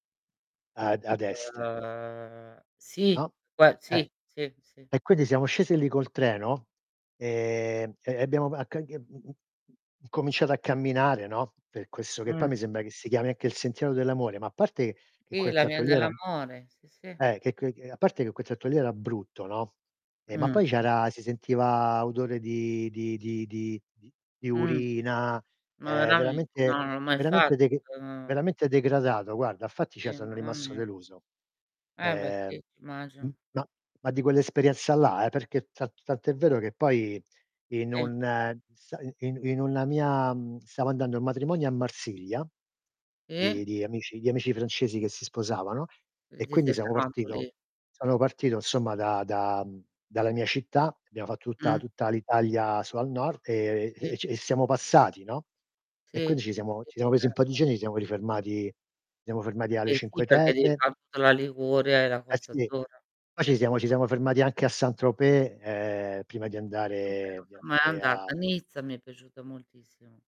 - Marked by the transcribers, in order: drawn out: "Uhm"; distorted speech; other background noise; drawn out: "e"; "cioè" said as "ceh"; "insomma" said as "nsomma"; "tutta-" said as "utta"; drawn out: "e"; "giorni" said as "gioni"
- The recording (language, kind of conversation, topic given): Italian, unstructured, Qual è stato il tuo viaggio più deludente e perché?